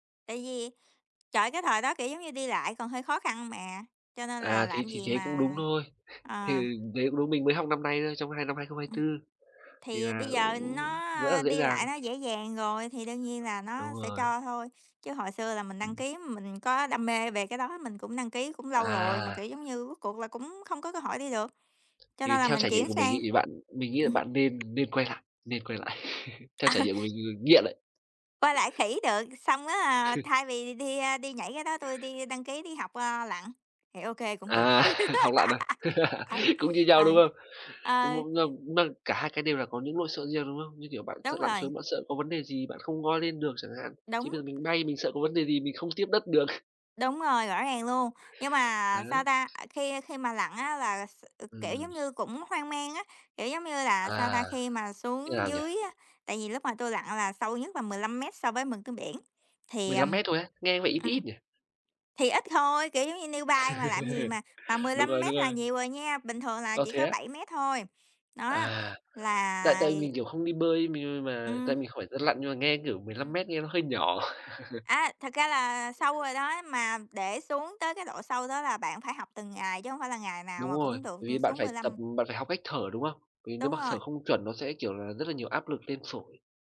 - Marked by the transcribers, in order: other background noise; tapping; laugh; laughing while speaking: "Ừ"; chuckle; laughing while speaking: "À"; laugh; laugh; chuckle; laugh; in English: "niu bai"; "newbie" said as "niu bai"; laugh
- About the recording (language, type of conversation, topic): Vietnamese, unstructured, Bạn đã bao giờ cảm thấy sợ sự thay đổi chưa, và vì sao?